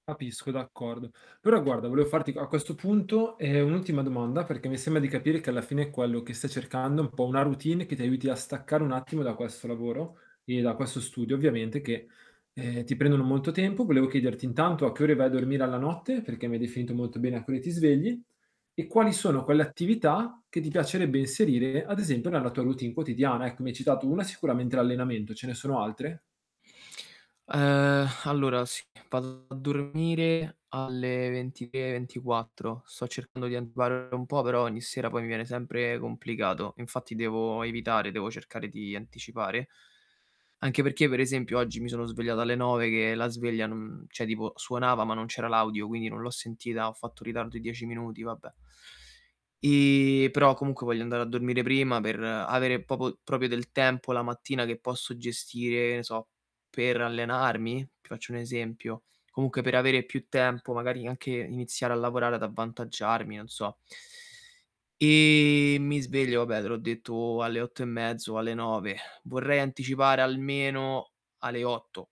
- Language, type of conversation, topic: Italian, advice, Come posso trovare senso nel mio lavoro quotidiano quando mi sembra solo ripetitivo?
- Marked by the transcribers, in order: static; tapping; "volevo" said as "voleo"; distorted speech; "cioè" said as "ceh"; drawn out: "E"; "proprio" said as "propio"; inhale; drawn out: "E"; sigh